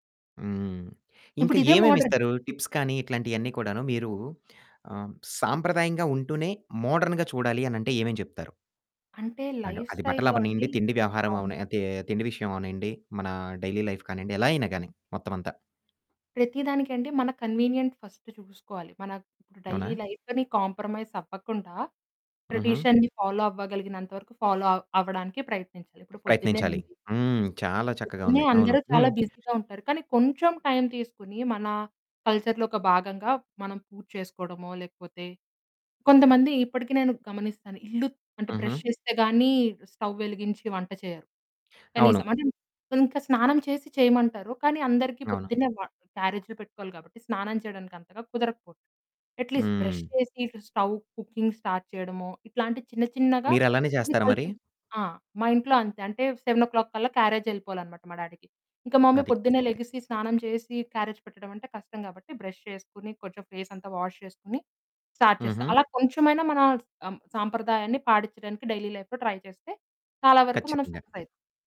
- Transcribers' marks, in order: in English: "మోడర్న్"; in English: "టిప్స్"; in English: "మోడర్న్‌గా"; static; in English: "లైఫ్ స్టైల్‌లో"; in English: "డైలీ లైఫ్"; tapping; in English: "కన్వీనియంట్ ఫస్ట్"; in English: "డైలీ లైఫ్‌ని కాంప్రమైజ్"; in English: "ట్రేడిషన్‌ని ఫాలో"; in English: "ఫాలో"; in English: "బిజీగా"; in English: "కల్చర్‌లో"; in English: "బ్రష్"; in English: "స్టవ్"; in English: "అట్లీస్ట్ బ్రష్"; in English: "స్టవ్ కుకింగ్ స్టార్ట్"; distorted speech; in English: "కల్చర్స్"; in English: "క్యారేజ్"; in English: "డ్యాడీకి"; in English: "మమ్మీ"; in English: "క్యారేజ్"; in English: "బ్రష్"; in English: "వాష్"; in English: "స్టార్ట్"; in English: "డైలీ లైఫ్‌లో ట్రై"; in English: "సక్సెస్"
- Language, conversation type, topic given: Telugu, podcast, సాంప్రదాయాన్ని ఆధునికతతో కలిపి అనుసరించడం మీకు ఏ విధంగా ఇష్టం?